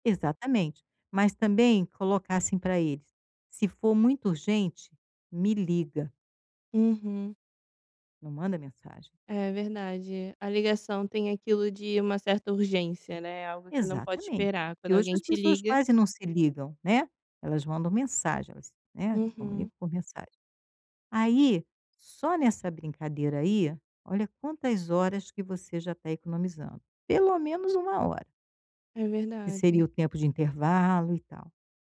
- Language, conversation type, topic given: Portuguese, advice, Como posso reduzir as interrupções digitais e manter um foco profundo?
- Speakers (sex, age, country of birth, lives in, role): female, 25-29, Brazil, Italy, user; female, 65-69, Brazil, Portugal, advisor
- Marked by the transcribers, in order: none